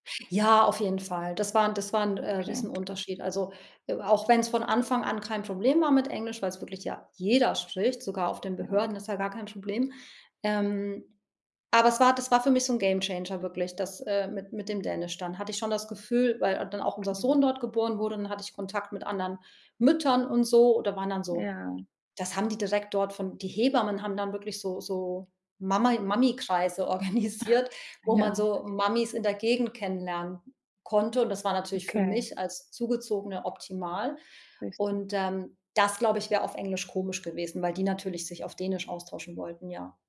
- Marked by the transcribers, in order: tapping; other background noise; stressed: "jeder"; snort; laughing while speaking: "organisiert"
- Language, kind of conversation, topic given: German, podcast, Was bedeutet Heimat für dich, ganz ehrlich?